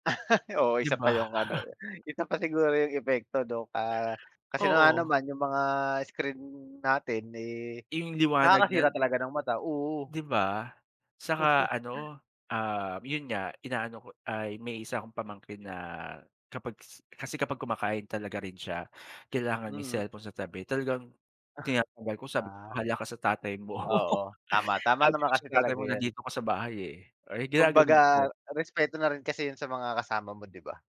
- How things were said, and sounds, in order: laugh; other background noise; laugh; cough; laugh
- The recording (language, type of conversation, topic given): Filipino, unstructured, Ano ang masasabi mo tungkol sa labis nating pagdepende sa teknolohiya?